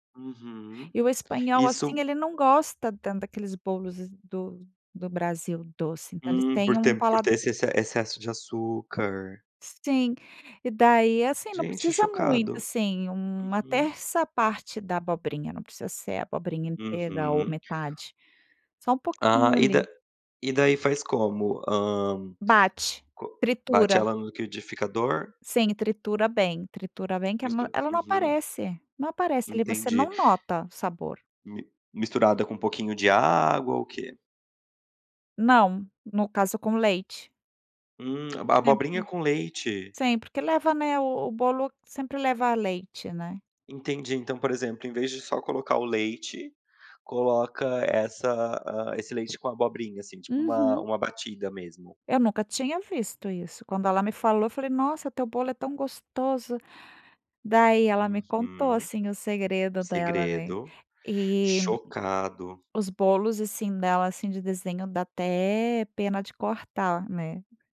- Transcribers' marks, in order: lip smack
- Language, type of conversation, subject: Portuguese, podcast, Que receita caseira você faz quando quer consolar alguém?